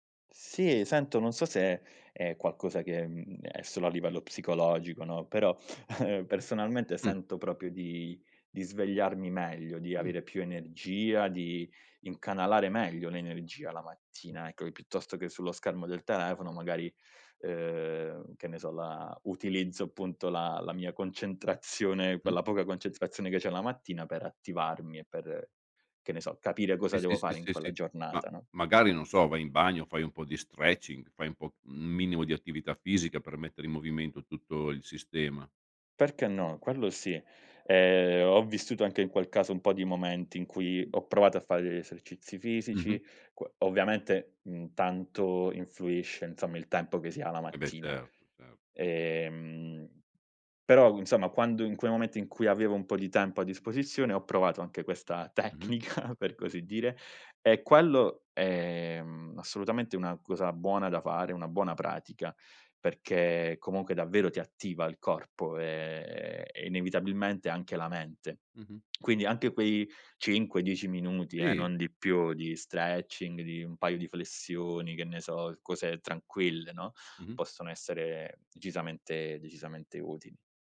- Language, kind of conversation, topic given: Italian, podcast, Quali abitudini aiutano a restare concentrati quando si usano molti dispositivi?
- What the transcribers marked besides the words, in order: chuckle; "proprio" said as "propio"; tapping; other background noise; laughing while speaking: "tecnica"; "Sì" said as "ì"